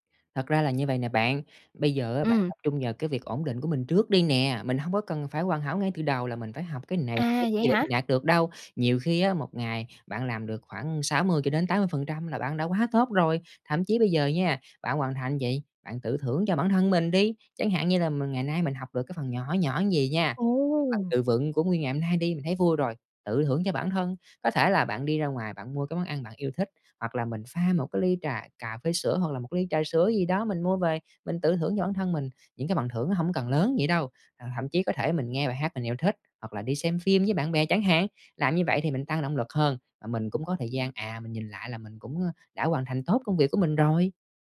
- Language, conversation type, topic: Vietnamese, advice, Vì sao bạn chưa hoàn thành mục tiêu dài hạn mà bạn đã đặt ra?
- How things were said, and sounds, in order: tapping; other background noise